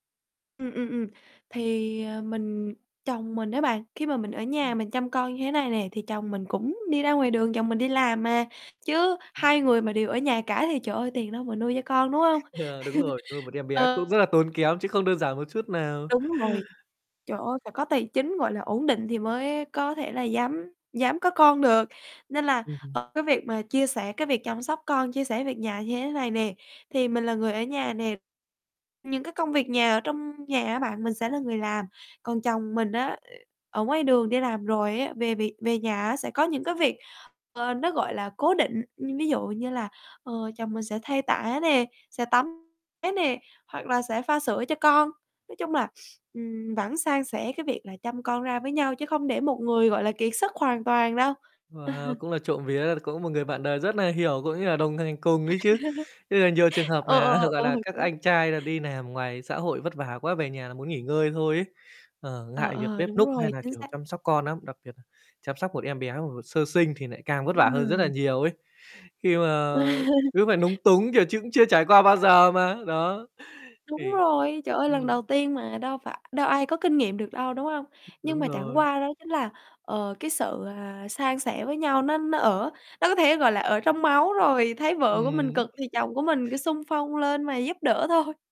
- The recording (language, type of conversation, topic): Vietnamese, podcast, Làm sao để giữ gìn mối quan hệ vợ chồng khi có con nhỏ?
- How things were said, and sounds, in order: distorted speech; laughing while speaking: "Ờ"; chuckle; static; other noise; sniff; other background noise; chuckle; laugh; tapping; chuckle; "làm" said as "nàm"; unintelligible speech; laugh; laughing while speaking: "thôi"